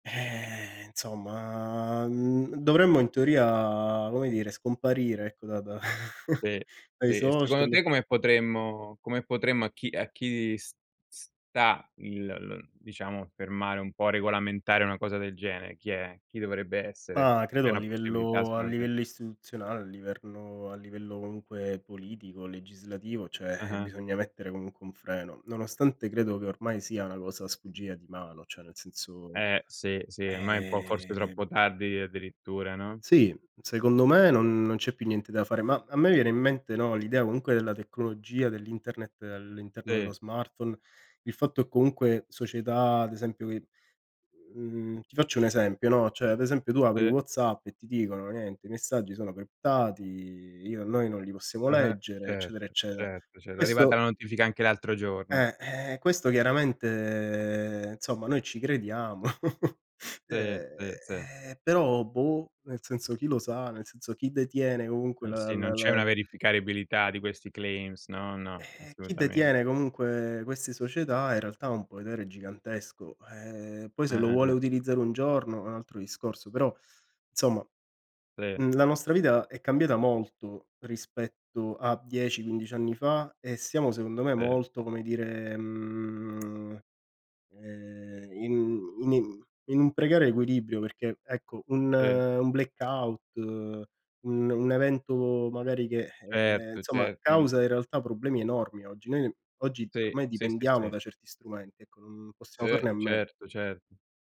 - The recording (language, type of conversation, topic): Italian, unstructured, Ti preoccupa la quantità di dati personali che viene raccolta online?
- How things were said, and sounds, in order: "insomma" said as "nsomma"; snort; "insomma" said as "nsomma"; chuckle; "verificabilità" said as "verificaribilità"; in English: "claims"; "insomma" said as "nsomma"; tsk; "insomma" said as "nsomma"